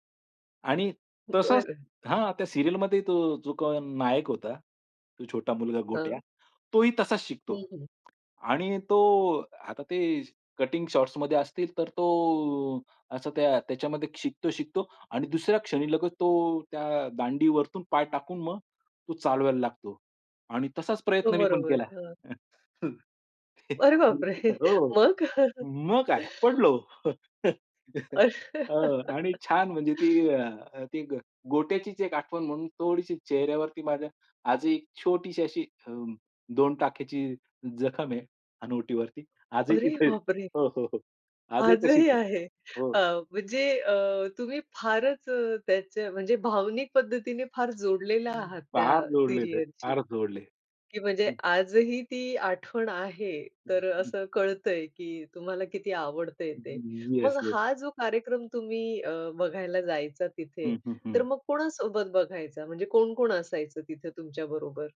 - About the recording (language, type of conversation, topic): Marathi, podcast, लहानपणी तुमची सर्वांत आवडती दूरदर्शन मालिका कोणती होती?
- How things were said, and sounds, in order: laughing while speaking: "बरं"; other background noise; in English: "सीरियलमध्ये"; tapping; surprised: "अरे बापरे! मग?"; chuckle; laugh; laughing while speaking: "आजही तिथे आहे, हो, हो, हो"; surprised: "अरे बापरे!"; in English: "सीरियलशी"; other noise